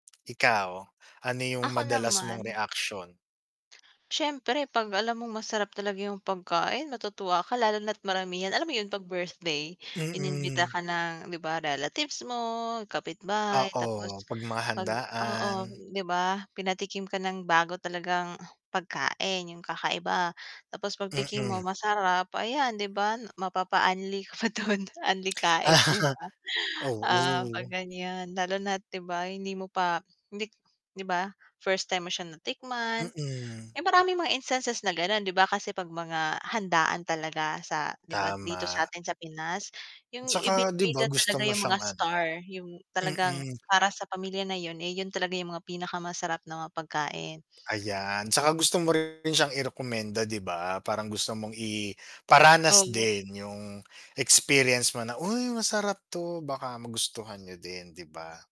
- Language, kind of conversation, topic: Filipino, unstructured, Paano mo tinatanggap ang mga bagong luto na may kakaibang lasa?
- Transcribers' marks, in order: lip smack; static; lip smack; tapping; grunt; laughing while speaking: "ka dun"; lip smack; laughing while speaking: "Ah"; lip smack; distorted speech